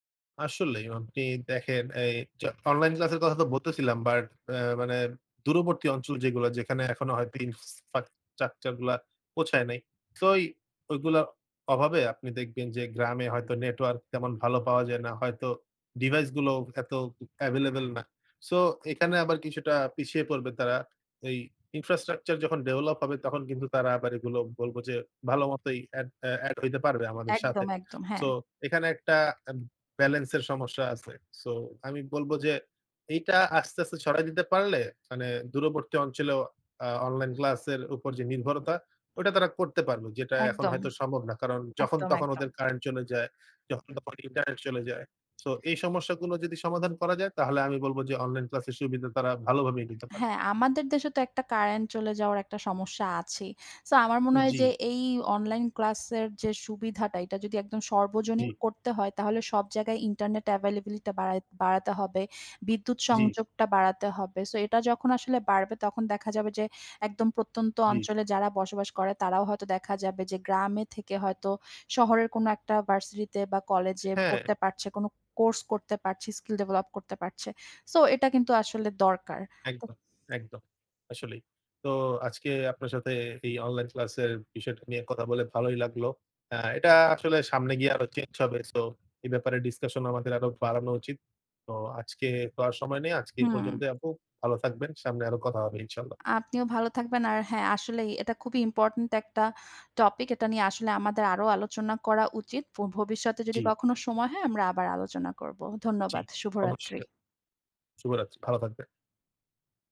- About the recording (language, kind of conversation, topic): Bengali, unstructured, অনলাইনে পড়াশোনার সুবিধা ও অসুবিধা কী কী?
- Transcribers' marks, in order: other background noise; in English: "ইনফ্রাস্ট্রাকচার"